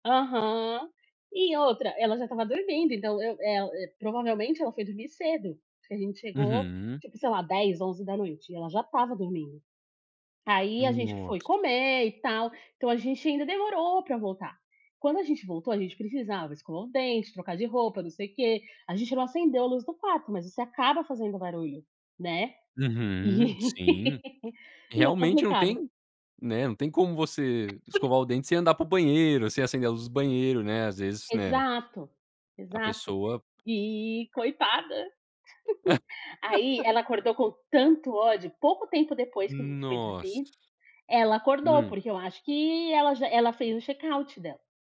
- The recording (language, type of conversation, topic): Portuguese, podcast, Qual foi o seu maior perrengue em uma viagem?
- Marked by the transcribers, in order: laughing while speaking: "e"; tapping; chuckle; laugh